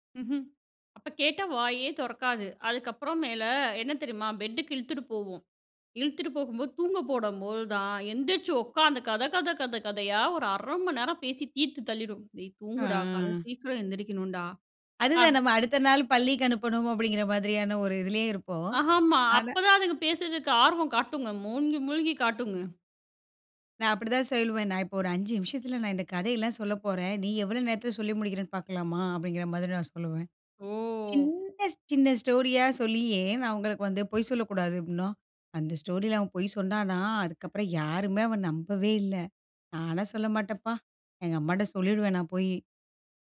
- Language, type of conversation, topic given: Tamil, podcast, குழந்தைகள் அருகில் இருக்கும்போது அவர்களின் கவனத்தை வேறு விஷயத்திற்குத் திருப்புவது எப்படி?
- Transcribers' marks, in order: drawn out: "அ"; drawn out: "ஓ!"; in English: "ஸ்டோரியா"; in English: "ஸ்டோரில"